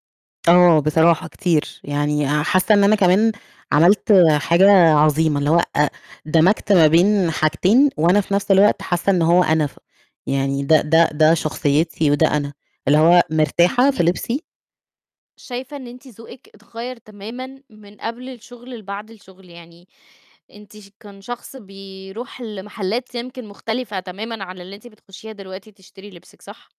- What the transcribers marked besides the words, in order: none
- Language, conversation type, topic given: Arabic, podcast, احكيلي عن أول مرة حسّيتي إن لبسك بيعبر عنك؟